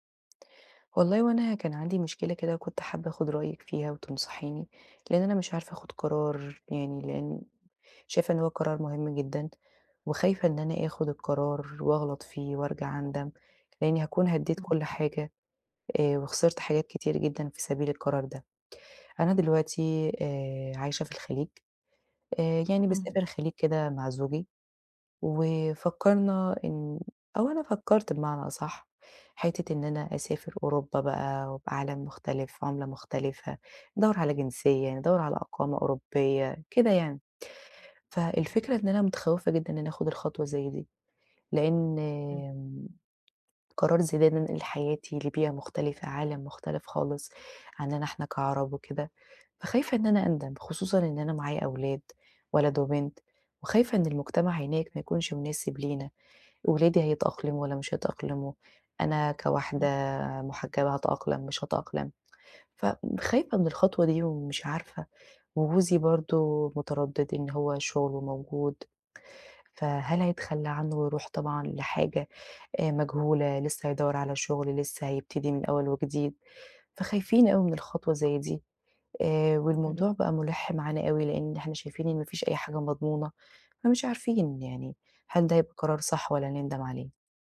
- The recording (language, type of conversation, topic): Arabic, advice, إزاي أخد قرار مصيري دلوقتي عشان ما أندمش بعدين؟
- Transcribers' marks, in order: none